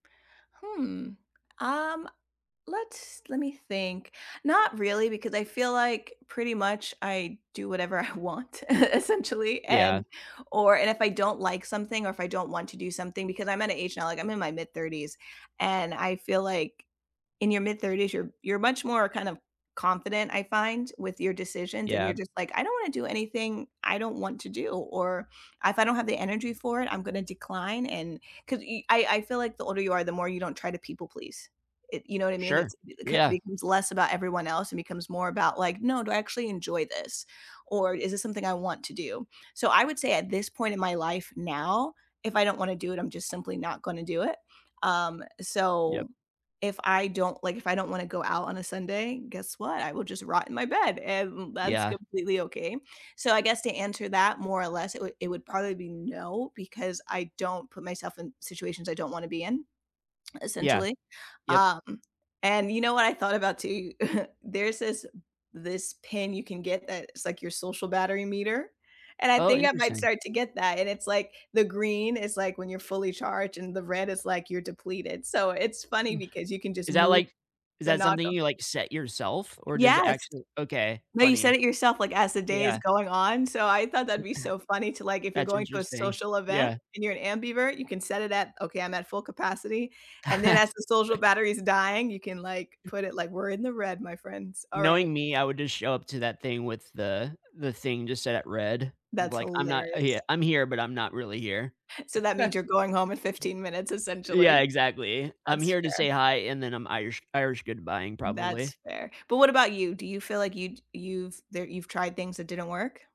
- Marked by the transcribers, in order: laughing while speaking: "I"; chuckle; chuckle; sigh; other background noise; other noise; chuckle; chuckle
- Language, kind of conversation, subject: English, unstructured, What does a perfect slow Sunday look like for you?
- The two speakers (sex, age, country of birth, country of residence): female, 35-39, United States, United States; male, 35-39, United States, United States